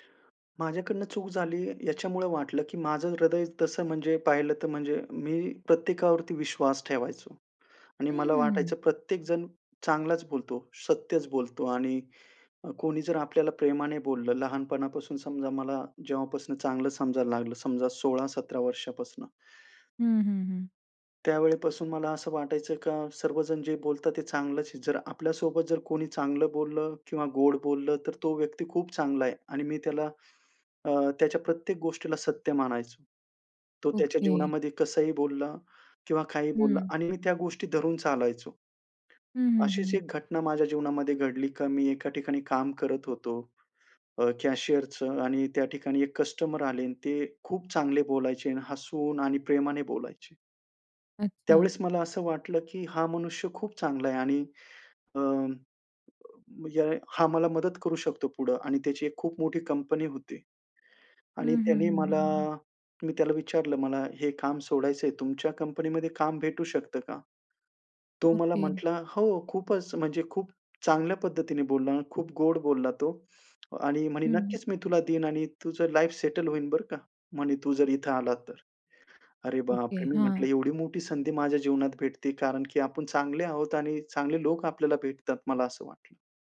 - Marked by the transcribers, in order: tapping; other background noise; in English: "लाईफ सेटल"
- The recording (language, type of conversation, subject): Marathi, podcast, स्वतःला पुन्हा शोधताना आपण कोणत्या चुका केल्या आणि त्यातून काय शिकलो?